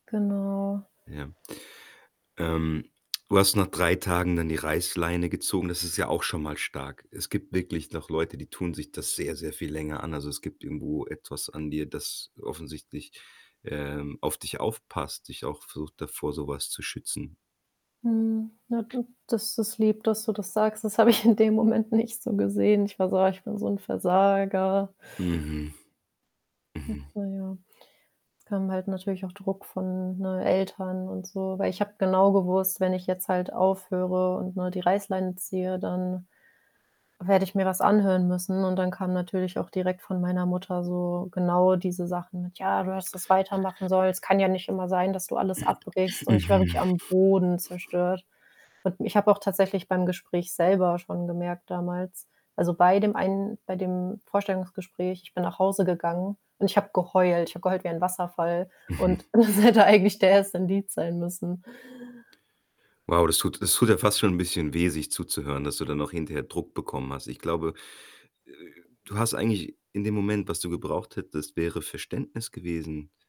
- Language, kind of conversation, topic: German, advice, Wie hast du Versagensangst nach einer großen beruflichen Niederlage erlebt?
- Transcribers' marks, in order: static; laughing while speaking: "habe ich"; laughing while speaking: "Moment nicht"; put-on voice: "Ja, du hast das weitermachen … du alles abbrichst"; throat clearing; distorted speech; other background noise; laughing while speaking: "das hätte eigentlich der Erste"